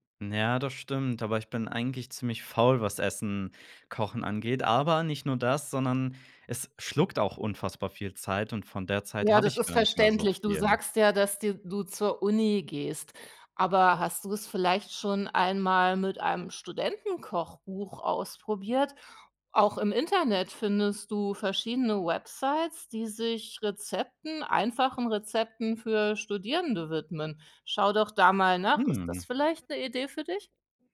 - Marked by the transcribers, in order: none
- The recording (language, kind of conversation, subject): German, advice, Wie können wir einen Konflikt wegen Geld oder unterschiedlicher Ausgabenprioritäten lösen?